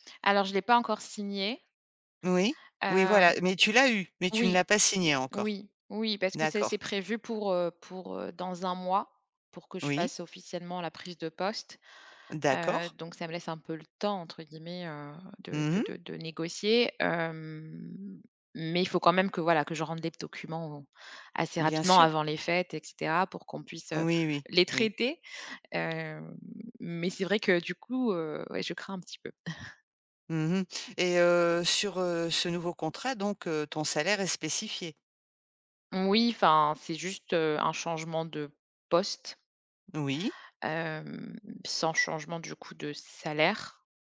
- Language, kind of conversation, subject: French, advice, Comment surmonter mon manque de confiance pour demander une augmentation ou une promotion ?
- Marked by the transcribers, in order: chuckle; drawn out: "hem"